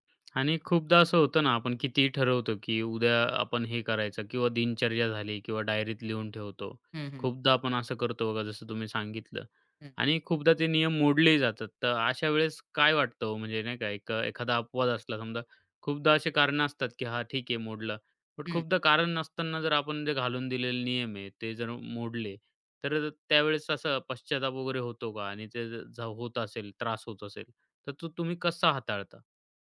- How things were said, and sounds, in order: none
- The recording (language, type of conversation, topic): Marathi, podcast, सकाळी तुम्ही फोन आणि समाजमाध्यमांचा वापर कसा आणि कोणत्या नियमांनुसार करता?